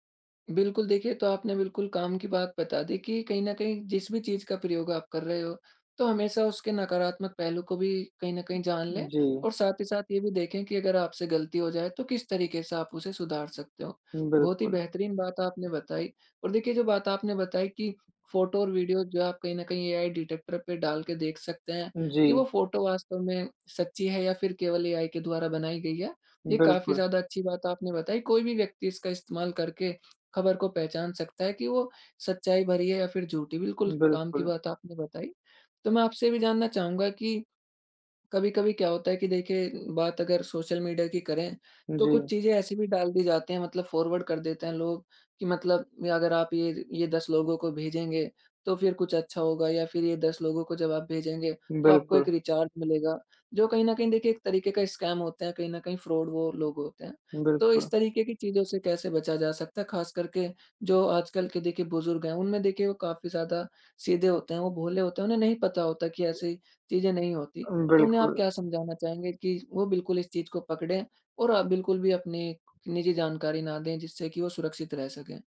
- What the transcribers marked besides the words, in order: tapping; in English: "एआई डिटेक्टर"; in English: "फॉरवर्ड"; in English: "स्कैम"; in English: "फ्रॉड"; other background noise
- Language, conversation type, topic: Hindi, podcast, ऑनलाइन खबरों की सच्चाई आप कैसे जाँचते हैं?